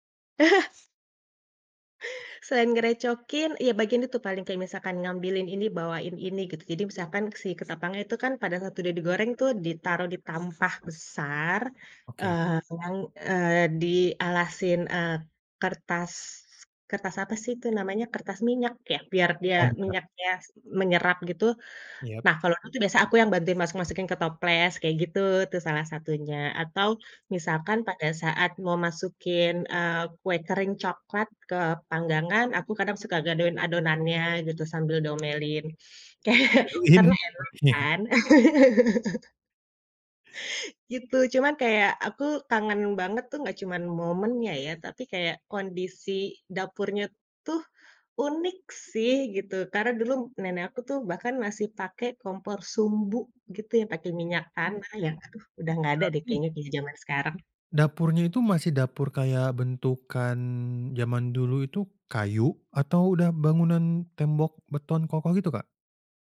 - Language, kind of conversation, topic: Indonesian, podcast, Ceritakan pengalaman memasak bersama nenek atau kakek dan apakah ada ritual yang berkesan?
- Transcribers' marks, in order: chuckle; "Iya" said as "iyap"; tapping; other background noise; laughing while speaking: "Digadohin, oke"; laughing while speaking: "Ke"; laugh